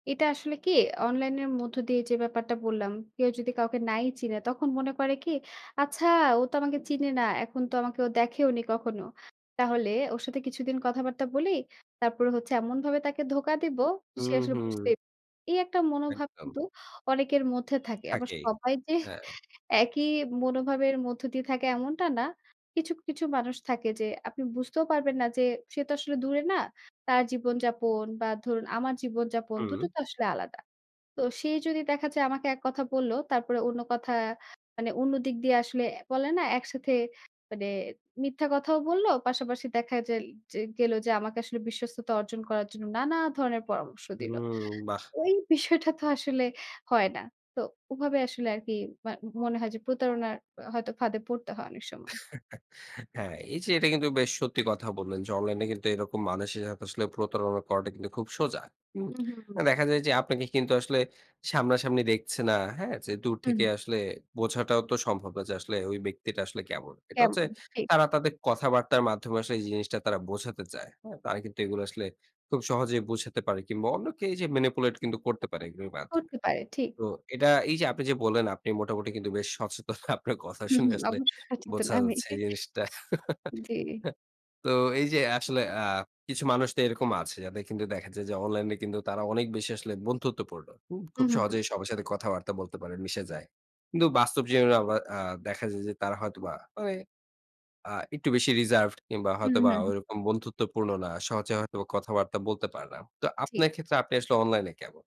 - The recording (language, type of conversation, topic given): Bengali, podcast, অনলাইন আলাপকে কীভাবে বাস্তব সম্পর্ক বানাবেন?
- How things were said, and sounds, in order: horn; laughing while speaking: "যে"; laughing while speaking: "বিষয়টা তো আসলে"; chuckle; in English: "ম্যানিপুলেট"; laughing while speaking: "সচেতন আপনার কথা শুনে আসলে"; laughing while speaking: "হুম, হুম। অবশ্যই শচেতন আমি যে"; chuckle; in English: "রিজার্ভড"